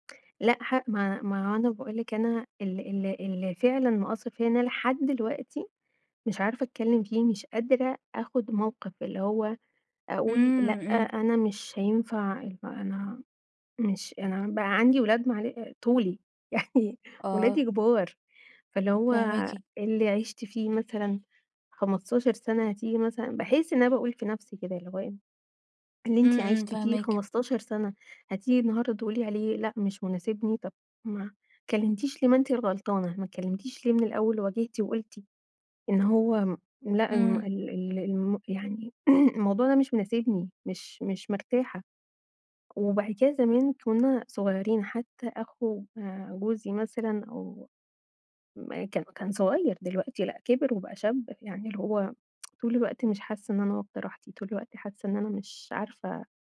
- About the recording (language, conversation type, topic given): Arabic, advice, إزاي أبطل أتجنب المواجهة عشان بخاف أفقد السيطرة على مشاعري؟
- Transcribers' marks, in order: chuckle; other background noise; throat clearing; tsk